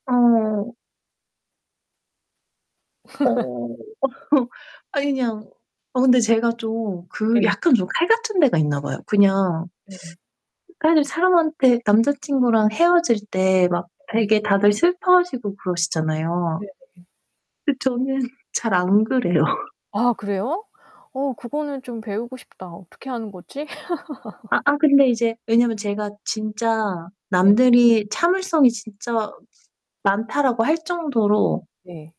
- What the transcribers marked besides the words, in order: static; laugh; distorted speech; other background noise; laughing while speaking: "저는"; laughing while speaking: "그래요"; laugh
- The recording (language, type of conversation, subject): Korean, unstructured, 사랑하는 사람이 바람을 피웠다면 어떻게 해야 할까요?